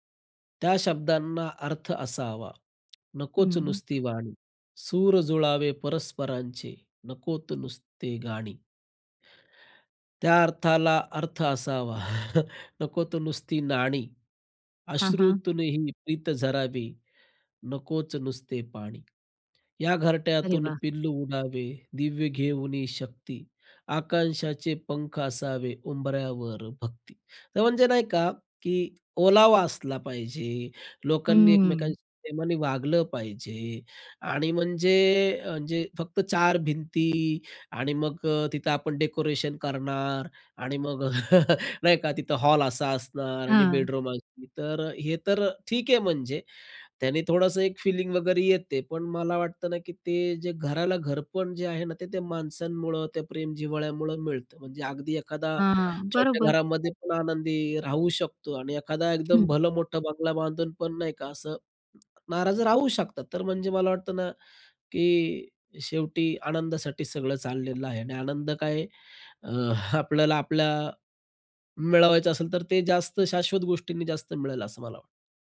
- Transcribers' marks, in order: tapping; chuckle; other background noise; chuckle; in English: "बेडरूम"; unintelligible speech; other noise; chuckle
- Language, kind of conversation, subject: Marathi, podcast, तुमच्यासाठी घर म्हणजे नेमकं काय?